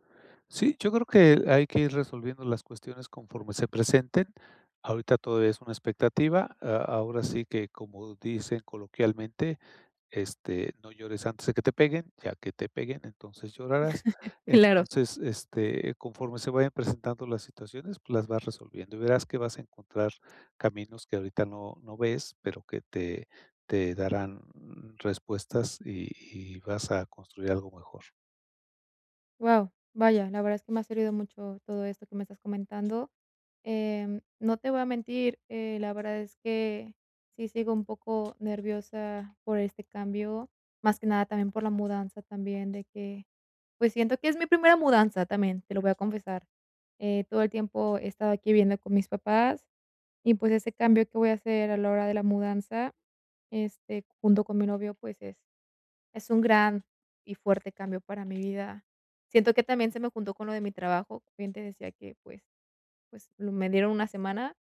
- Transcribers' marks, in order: chuckle; tapping; other background noise
- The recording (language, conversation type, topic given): Spanish, advice, ¿Cómo puedo mantener mi motivación durante un proceso de cambio?